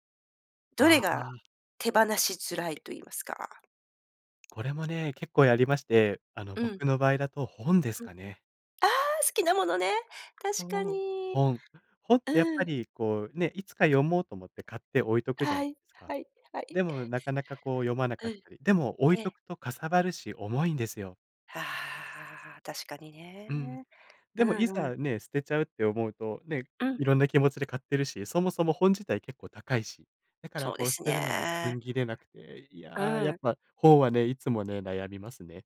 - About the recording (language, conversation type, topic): Japanese, podcast, 持続可能な暮らしはどこから始めればよいですか？
- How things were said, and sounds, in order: other noise